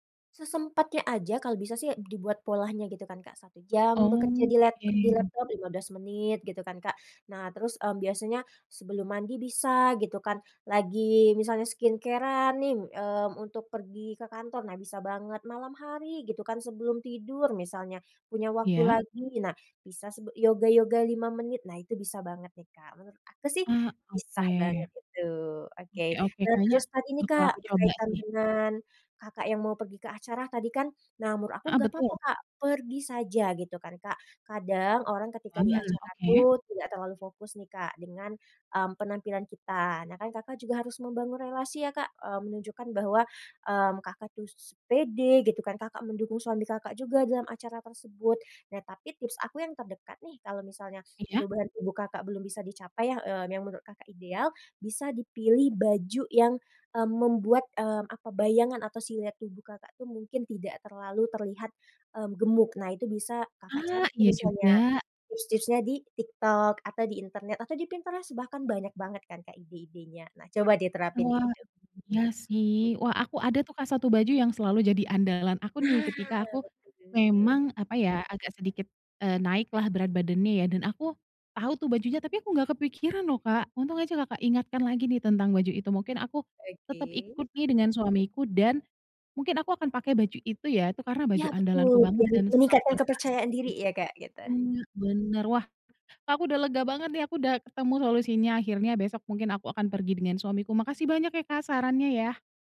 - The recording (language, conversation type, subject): Indonesian, advice, Bagaimana perasaan tidak percaya diri terhadap penampilan tubuh Anda muncul dan memengaruhi kehidupan sehari-hari Anda?
- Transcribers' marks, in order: other background noise; in English: "skincare-an"